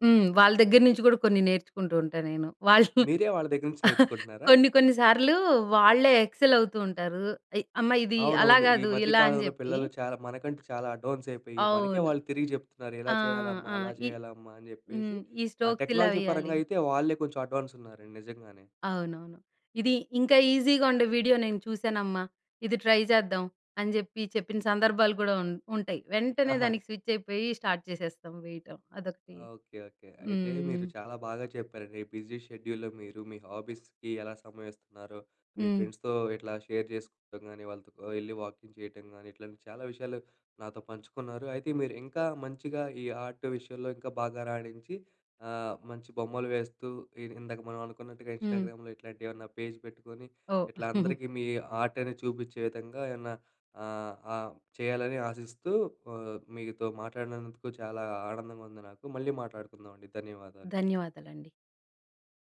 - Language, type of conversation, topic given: Telugu, podcast, బిజీ షెడ్యూల్లో హాబీకి సమయం ఎలా కేటాయించుకోవాలి?
- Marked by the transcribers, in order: laugh; in English: "ఎక్సెల్"; in English: "అడ్వాన్స్"; in English: "స్టోక్స్"; in English: "టెక్నాలజీ"; in English: "అడ్వాన్స్"; in English: "ఈజీగా"; in English: "ట్రై"; in English: "స్విచ్"; in English: "స్టార్ట్"; in English: "బిజీ షెడ్యూల్‌లో"; in English: "హాబీస్‌కి"; in English: "ఫ్రెండ్స్‌తో"; in English: "షేర్"; in English: "వాకింగ్"; in English: "ఆర్ట్"; in English: "ఇన్‌స్టాగ్రామ్‌లో"; in English: "పేజ్"; chuckle; in English: "ఆర్ట్"